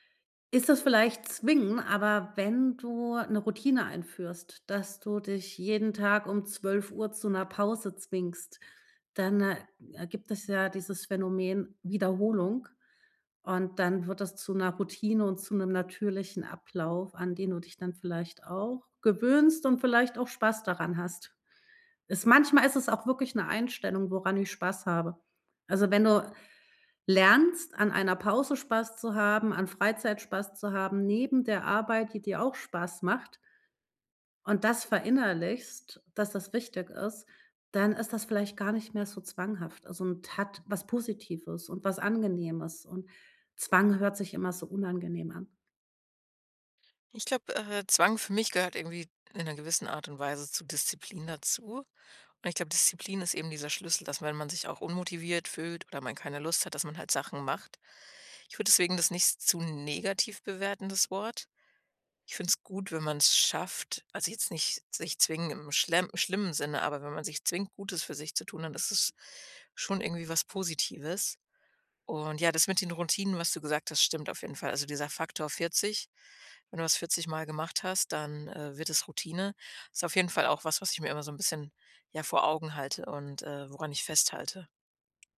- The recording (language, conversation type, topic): German, podcast, Wie planst du Zeit fürs Lernen neben Arbeit und Alltag?
- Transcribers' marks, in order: other background noise